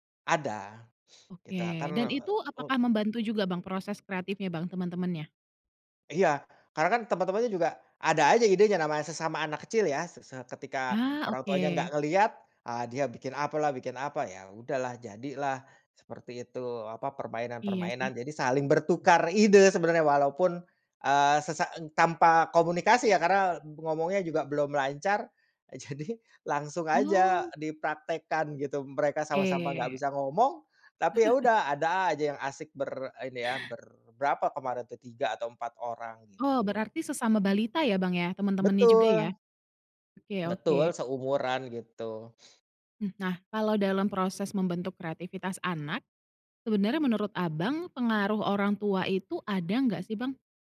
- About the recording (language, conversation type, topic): Indonesian, podcast, Bagaimana cara mendorong anak-anak agar lebih kreatif lewat permainan?
- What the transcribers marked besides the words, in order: other background noise; laughing while speaking: "jadi"; laugh; tapping